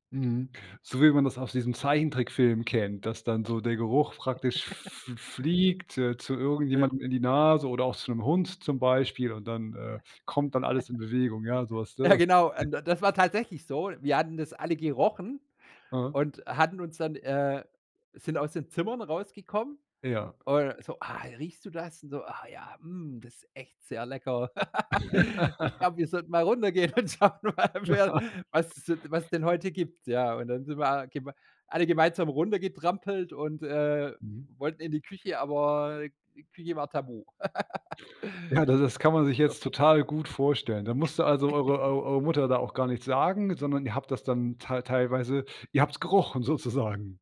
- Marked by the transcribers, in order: chuckle; chuckle; laugh; laughing while speaking: "und schauen mal, wer"; laugh; laugh; chuckle; laughing while speaking: "sozusagen"
- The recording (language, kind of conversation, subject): German, podcast, Welche Küchengerüche bringen dich sofort zurück in deine Kindheit?